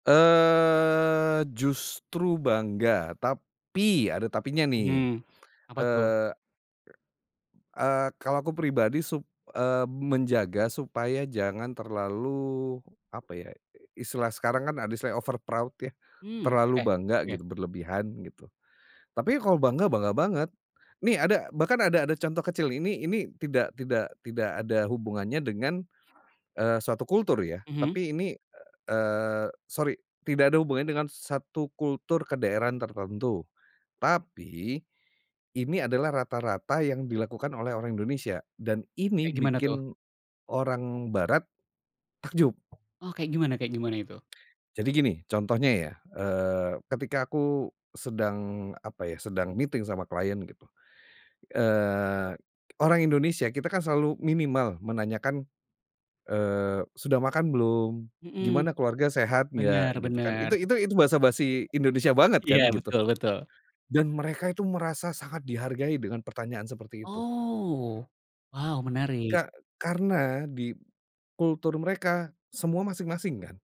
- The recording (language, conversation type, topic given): Indonesian, podcast, Bagaimana media sosial memengaruhi cara kamu memandang budaya sendiri?
- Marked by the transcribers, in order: drawn out: "Eee"; other background noise; in English: "overproud"; in English: "meeting"; tapping